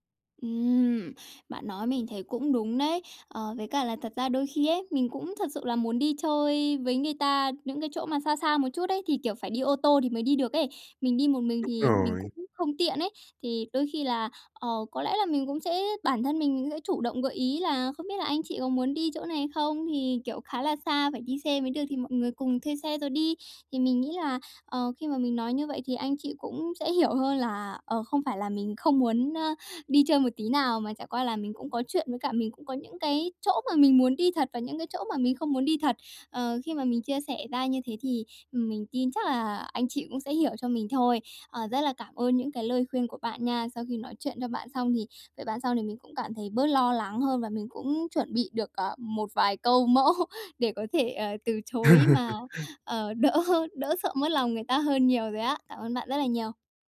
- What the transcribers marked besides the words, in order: tapping; laughing while speaking: "mẫu"; laugh
- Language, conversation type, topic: Vietnamese, advice, Làm sao để từ chối lời mời mà không làm mất lòng người khác?